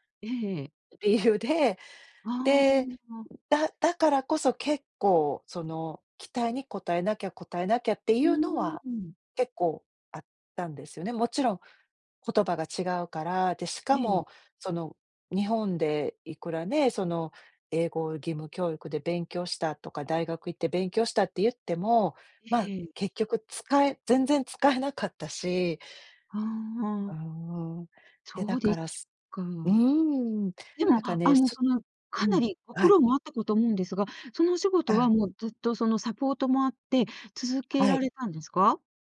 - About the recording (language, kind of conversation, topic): Japanese, podcast, 支えになった人やコミュニティはありますか？
- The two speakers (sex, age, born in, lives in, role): female, 50-54, Japan, United States, guest; female, 60-64, Japan, Japan, host
- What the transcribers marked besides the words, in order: other background noise